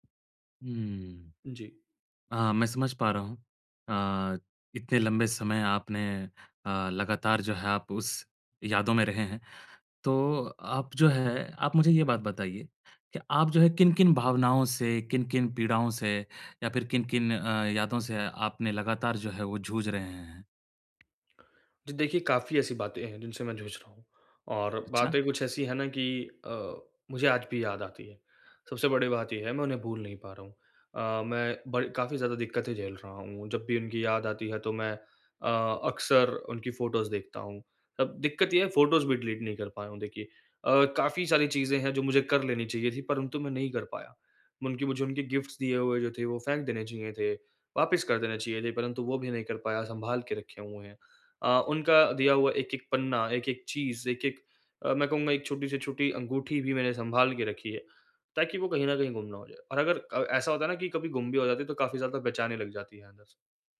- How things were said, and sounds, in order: in English: "फ़ोटोस"; in English: "फ़ोटोस"; in English: "डिलीट"; in English: "गिफ्ट्स"
- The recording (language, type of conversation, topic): Hindi, advice, टूटे रिश्ते के बाद मैं आत्मिक शांति कैसे पा सकता/सकती हूँ और नई शुरुआत कैसे कर सकता/सकती हूँ?